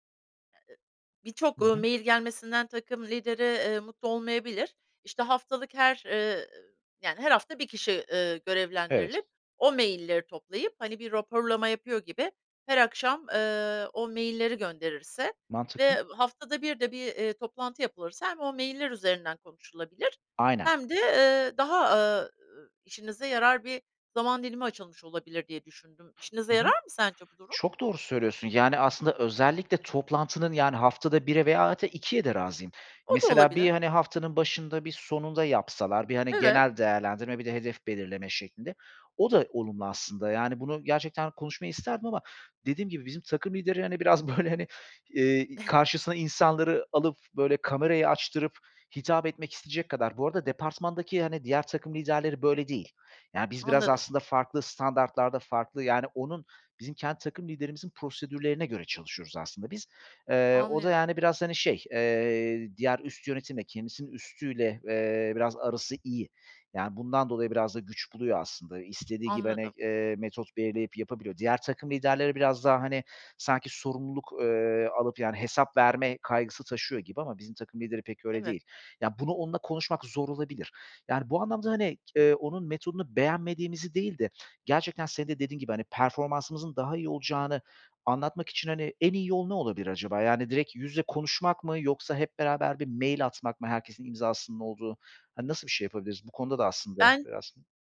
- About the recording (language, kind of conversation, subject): Turkish, advice, Uzaktan çalışmaya başlayınca zaman yönetimi ve iş-özel hayat sınırlarına nasıl uyum sağlıyorsunuz?
- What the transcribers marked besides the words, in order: other noise; other background noise